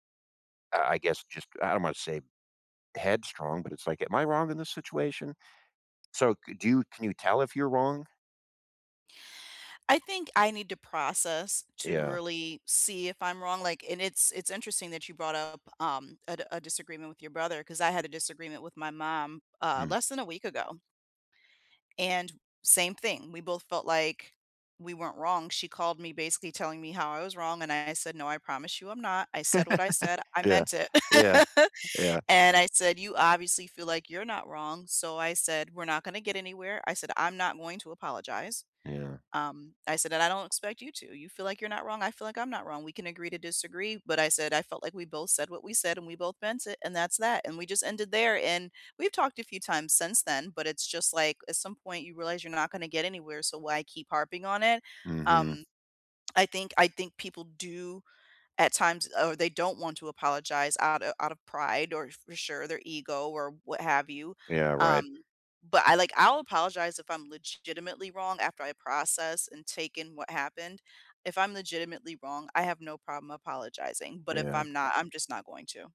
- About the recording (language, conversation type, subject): English, unstructured, How do you deal with someone who refuses to apologize?
- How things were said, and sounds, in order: tapping; laugh; other background noise